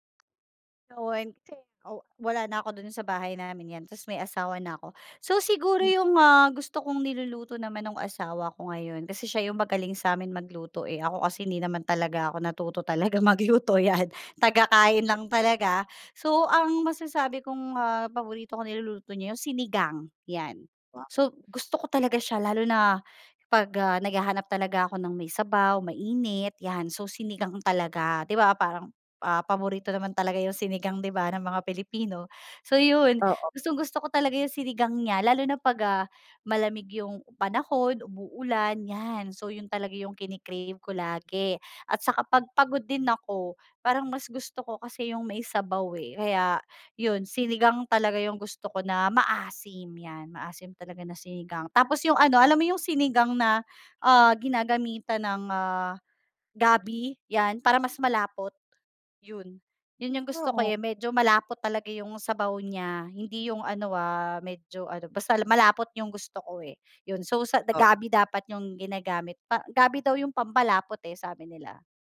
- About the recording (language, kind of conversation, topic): Filipino, podcast, Ano ang kuwento sa likod ng paborito mong ulam sa pamilya?
- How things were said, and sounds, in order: unintelligible speech; laughing while speaking: "talaga magluto, 'yan"